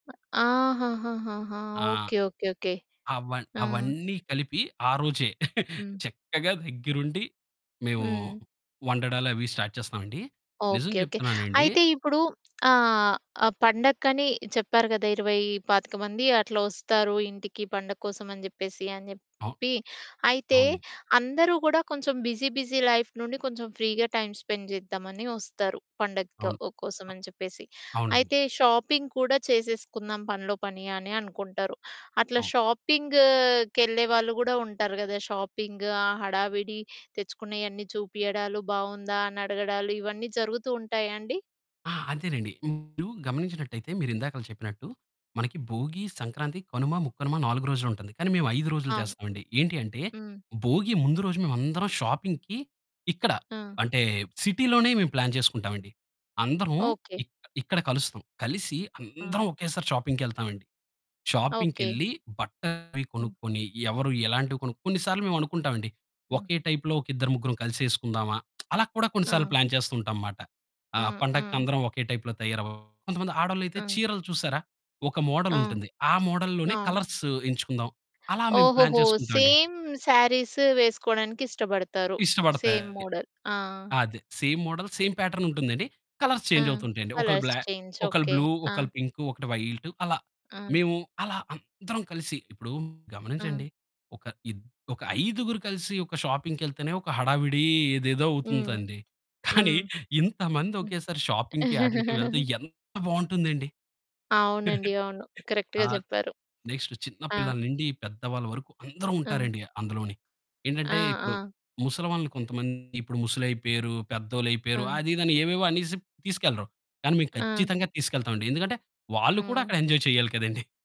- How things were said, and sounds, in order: static; giggle; tapping; in English: "స్టార్ట్"; in English: "బిజీ బిజీ లైఫ్"; in English: "ఫ్రీగా టైమ్ స్పెండ్"; in English: "షాపింగ్"; in English: "షాపింగ్"; in English: "షాపింగ్"; distorted speech; in English: "షాపింగ్‌కి"; in English: "సిటీ"; in English: "ప్లాన్"; in English: "షాపింగ్‌కెళ్తాం"; in English: "షాపింగ్‌కెళ్లి"; in English: "టైప్‌లో"; lip smack; in English: "ప్లాన్"; in English: "టైప్‌లో"; in English: "మోడల్"; in English: "మోడల్"; in English: "కలర్స్"; in English: "ప్లాన్"; in English: "సేమ్ సారీస్"; in English: "సేమ్ మోడల్"; in English: "సేమ్ మోడల్, సేమ్ ప్యాటర్న్"; in English: "కలర్స్ చేంజ్"; in English: "కలర్స్ చేంజ్"; in English: "బ్లూ"; in English: "వైట్"; stressed: "అందరం"; in English: "షాపింగ్‌కెళ్తేనే"; giggle; in English: "షాపింగ్‌కి"; stressed: "ఎంత"; chuckle; giggle; in English: "నెక్స్ట్"; in English: "కరెక్ట్‌గా"; in English: "ఎంజాయ్"
- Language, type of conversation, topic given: Telugu, podcast, పండుగలు, ఉత్సవాల కోసం మీ ఇంట్లో మీరు ఎలా ప్రణాళిక వేసుకుంటారు?